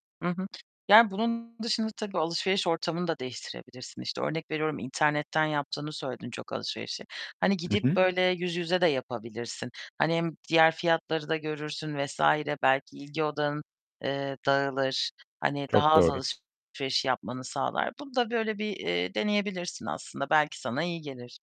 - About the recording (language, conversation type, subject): Turkish, advice, Düşünmeden yapılan anlık alışverişlerinizi anlatabilir misiniz?
- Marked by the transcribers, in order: distorted speech; tapping